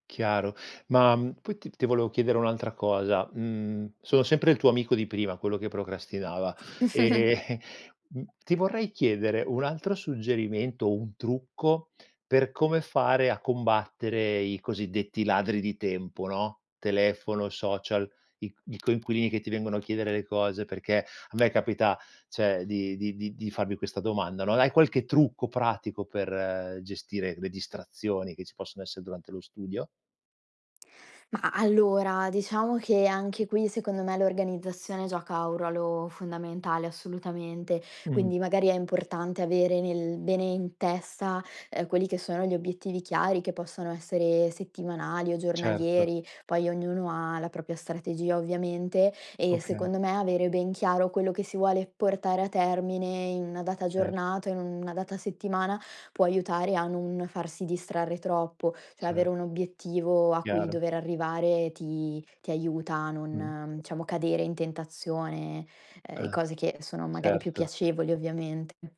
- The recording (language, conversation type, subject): Italian, podcast, Come costruire una buona routine di studio che funzioni davvero?
- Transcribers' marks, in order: chuckle; "cioè" said as "ceh"; "diciamo" said as "ciamo"; tapping; other background noise